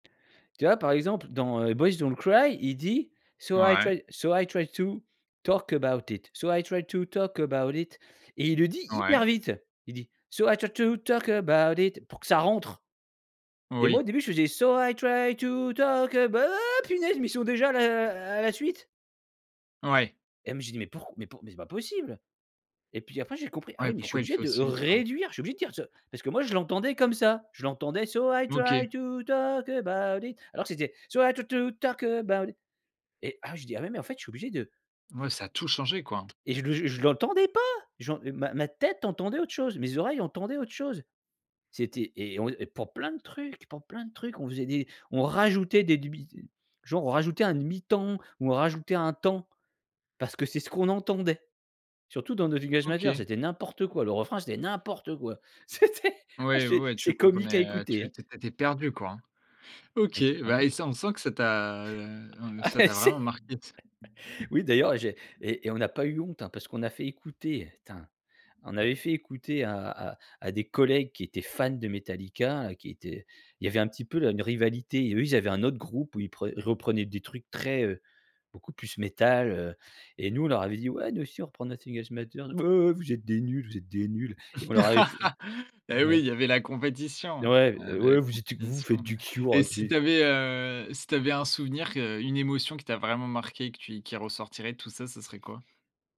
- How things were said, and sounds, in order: tapping; in English: "So I try, so I … so I try"; singing: "to talk about it"; put-on voice: "to talk about it"; singing: "So I try to, talk about it"; put-on voice: "So I try to, talk about it"; singing: "So I try to talk ab"; in English: "So I try to talk ab"; anticipating: "oh punaise"; stressed: "réduire"; singing: "So I try to talk about it"; in English: "So I try to talk about it"; singing: "So I try talk about it"; put-on voice: "So I try talk about it"; anticipating: "je l'entendais pas !"; stressed: "rajoutait"; stressed: "n'importe"; laughing while speaking: "C'était à j ah ! C'est"; unintelligible speech; laughing while speaking: "Ah et c'est"; chuckle; laugh
- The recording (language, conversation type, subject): French, podcast, Quelle chanson écoutais-tu en boucle à l’adolescence ?